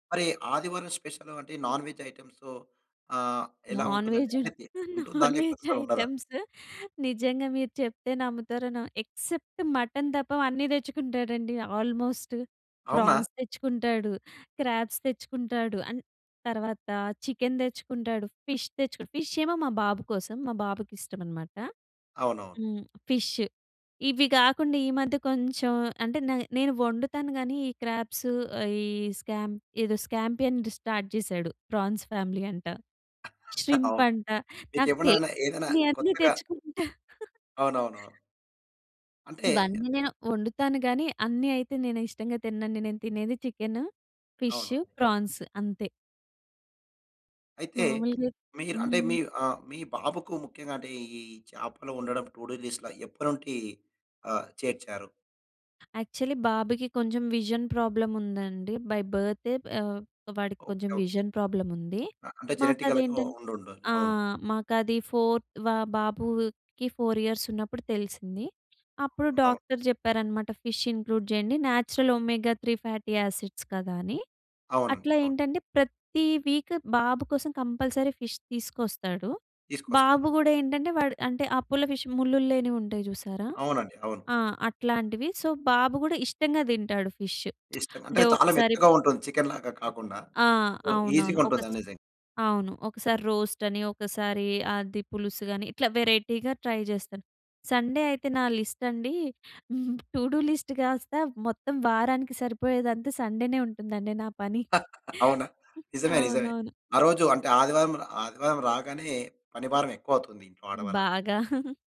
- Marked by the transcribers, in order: in English: "స్పెషల్"; in English: "నాన్ వెజ్"; chuckle; laughing while speaking: "నాన్ వెజ్ ఐటెమ్సు"; in English: "నాన్ వెజ్"; in English: "ఎక్సెప్ట్ మటన్"; in English: "ఆల్మోస్ట్. ప్రాన్స్"; in English: "క్రాబ్స్"; in English: "అండ్"; in English: "చికెన్"; in English: "ఫిష్"; in English: "ఫిష్"; in English: "ఫిష్"; in English: "స్కాంపియన్‌ది స్టార్ట్"; in English: "ప్రాన్స్ ఫ్యామిలీ"; laughing while speaking: "అవును"; in English: "శ్రీంప్"; chuckle; in English: "టు డు లిస్ట్‌ల"; in English: "యాక్చువల్లీ"; in English: "విజన్ ప్రాబ్లమ్"; in English: "బై"; in English: "విజన్ ప్రాబ్లమ్"; in English: "జెనిటికల్‌గా"; in English: "ఫోర్ ఇయర్స్"; in English: "ఫిష్ ఇంక్లూడ్"; in English: "న్యాచురల్ ఒమెగా త్రీ ఫ్యాటీ యాసిడ్స్"; stressed: "ప్రతి"; in English: "వీక్"; in English: "కంపల్సరీ ఫిష్"; in English: "సో"; in English: "ఫిష్"; lip smack; in English: "చికెన్"; in English: "సో, ఈజీగుంటుందండి"; in English: "రోస్ట్"; in English: "వెరైటీగా ట్రై"; in English: "సండే"; in English: "లిస్ట్"; in English: "టూడూ లిస్ట్"; chuckle; chuckle
- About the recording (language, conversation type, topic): Telugu, podcast, నీ చేయాల్సిన పనుల జాబితాను నీవు ఎలా నిర్వహిస్తావు?